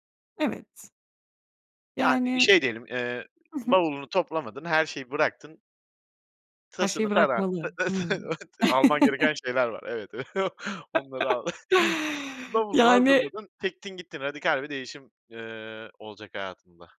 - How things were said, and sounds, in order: other background noise; chuckle
- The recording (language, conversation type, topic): Turkish, podcast, Hayatta bir amaç duygusu hissetmediğinde ne yaparsın?